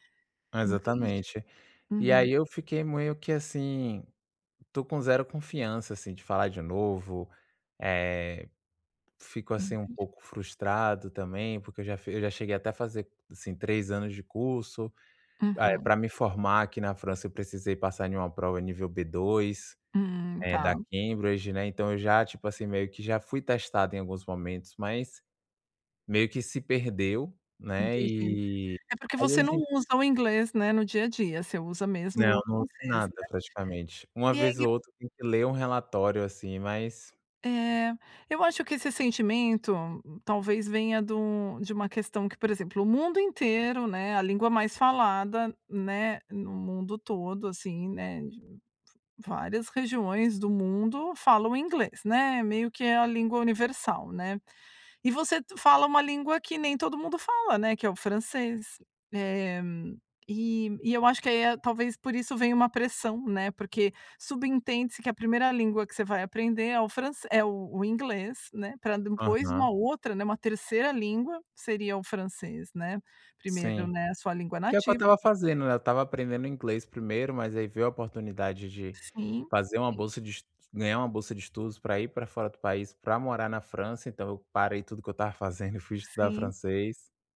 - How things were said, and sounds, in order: unintelligible speech; tapping; unintelligible speech; other noise
- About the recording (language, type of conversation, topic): Portuguese, advice, Como posso manter a confiança em mim mesmo apesar dos erros no trabalho ou na escola?